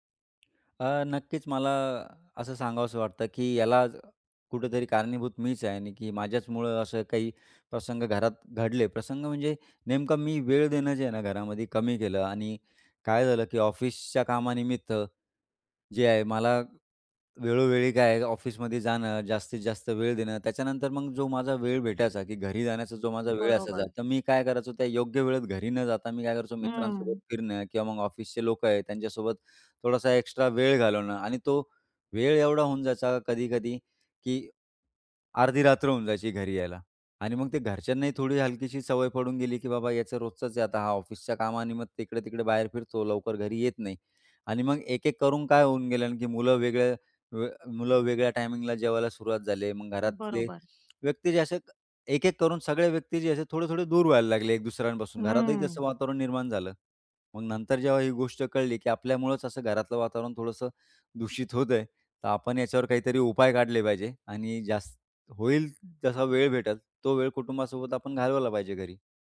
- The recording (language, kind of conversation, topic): Marathi, podcast, कुटुंबासाठी एकत्र वेळ घालवणे किती महत्त्वाचे आहे?
- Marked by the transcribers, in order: tapping